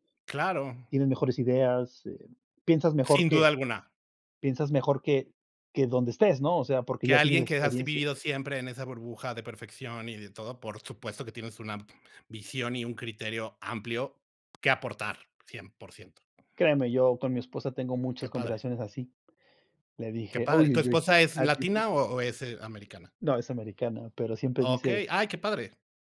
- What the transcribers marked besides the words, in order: unintelligible speech
- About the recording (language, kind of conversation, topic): Spanish, unstructured, ¿Piensas que el turismo masivo destruye la esencia de los lugares?